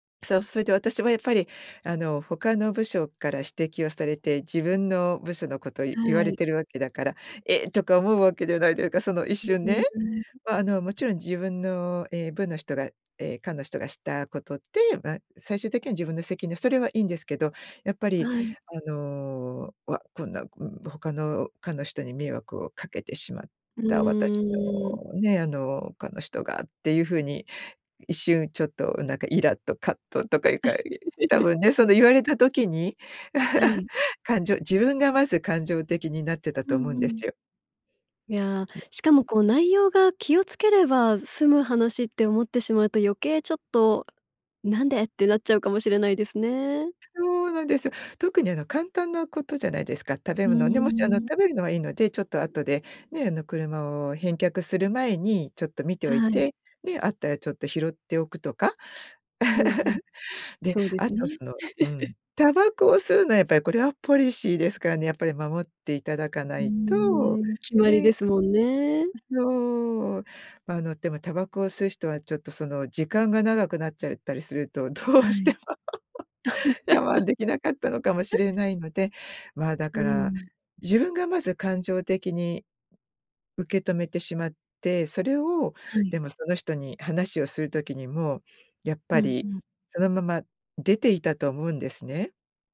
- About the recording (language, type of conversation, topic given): Japanese, podcast, 相手を責めずに伝えるには、どう言えばいいですか？
- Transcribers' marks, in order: other noise; giggle; chuckle; tapping; giggle; chuckle; laughing while speaking: "どうしても"; giggle